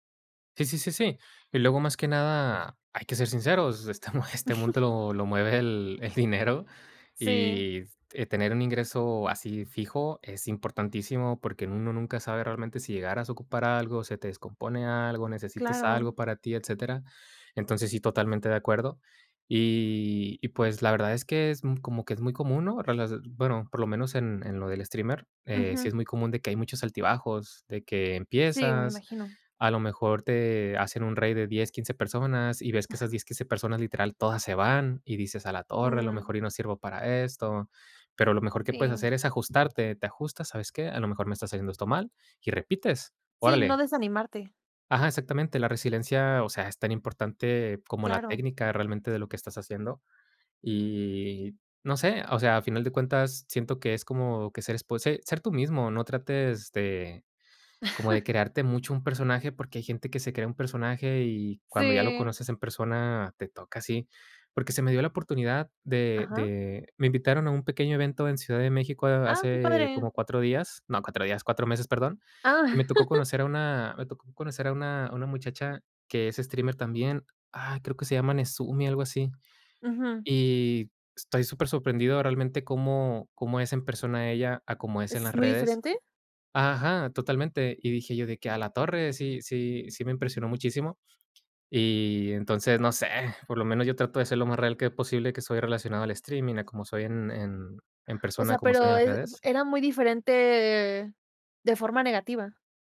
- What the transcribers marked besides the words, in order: chuckle; in English: "raid"; giggle; chuckle; chuckle
- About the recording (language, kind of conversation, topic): Spanish, podcast, ¿Qué consejo le darías a alguien que quiere tomarse en serio su pasatiempo?